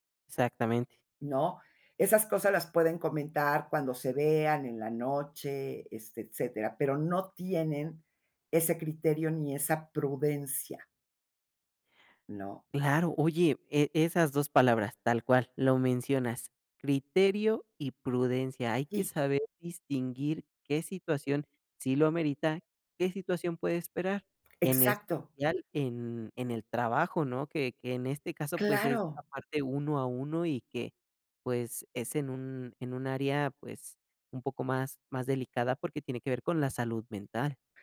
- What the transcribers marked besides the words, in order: tapping
- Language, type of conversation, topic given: Spanish, podcast, ¿Cómo decides cuándo llamar en vez de escribir?